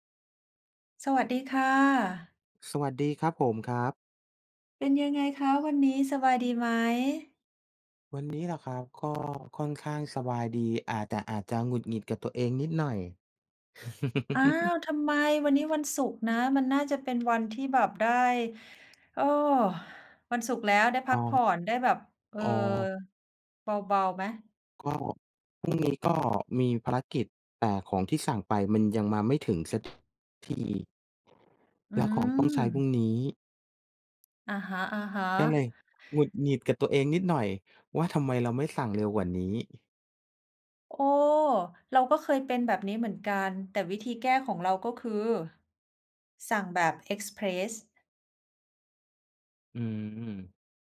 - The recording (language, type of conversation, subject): Thai, unstructured, คุณเคยรู้สึกเหงาหรือเศร้าจากการใช้โซเชียลมีเดียไหม?
- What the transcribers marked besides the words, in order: chuckle; sigh; other background noise; tapping